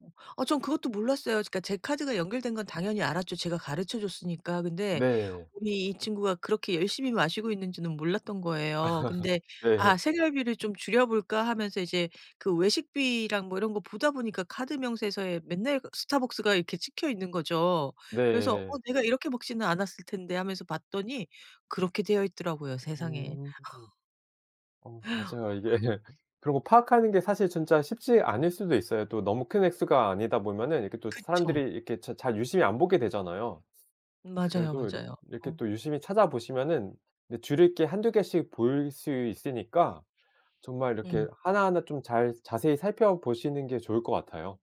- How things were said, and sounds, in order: laugh; other noise; laughing while speaking: "이게"; other background noise
- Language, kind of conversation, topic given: Korean, advice, 생활비를 줄이려고 할 때 왜 자주 스트레스를 받게 되나요?